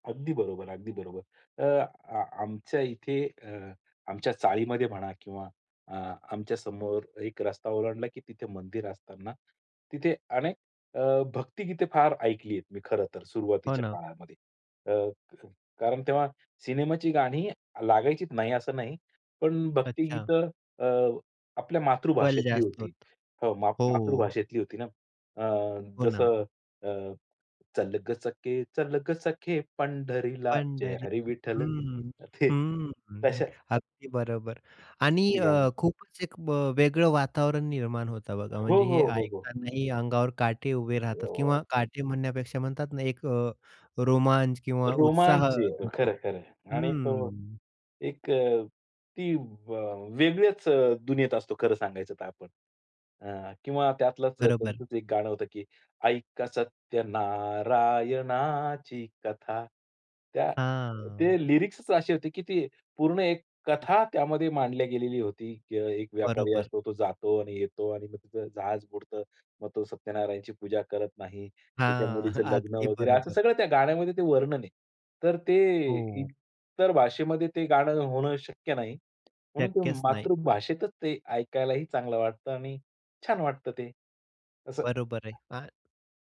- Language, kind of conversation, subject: Marathi, podcast, भाषेचा तुमच्या संगीताच्या आवडीवर काय परिणाम होतो?
- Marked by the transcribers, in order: other background noise; other noise; tapping; singing: "चल गं सखे चल गं सखे पंढरीला, जय हरी विठ्ठल"; laughing while speaking: "ते"; in Hindi: "क्या बात है!"; singing: "ऐका सत्य नारायणाची कथा"; in English: "लिरिक्सच"; drawn out: "हां"; chuckle